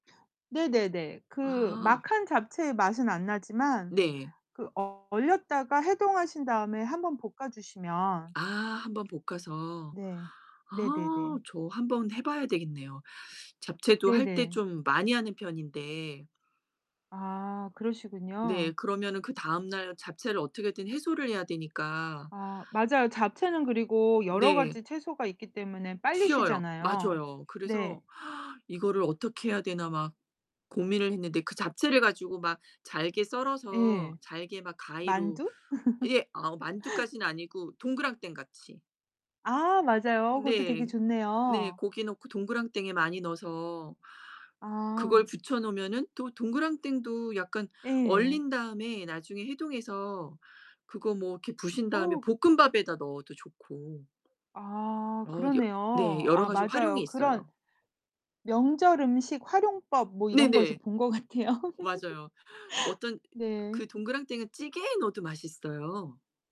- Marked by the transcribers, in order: distorted speech; tapping; laugh; "부순" said as "부쉰"; laughing while speaking: "같아요"; laugh
- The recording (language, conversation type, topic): Korean, unstructured, 요리를 배우면서 가장 놀랐던 점은 무엇인가요?